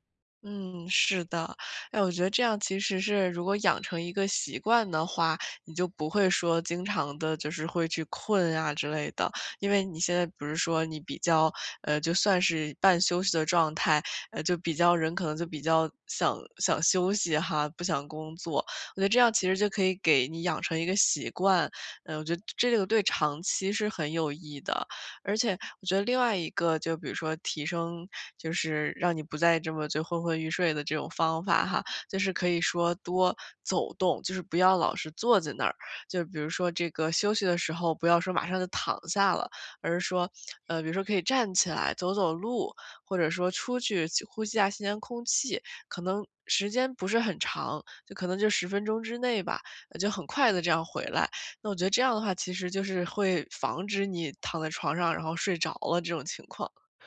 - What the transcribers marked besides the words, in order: none
- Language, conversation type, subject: Chinese, advice, 如何通过短暂休息来提高工作效率？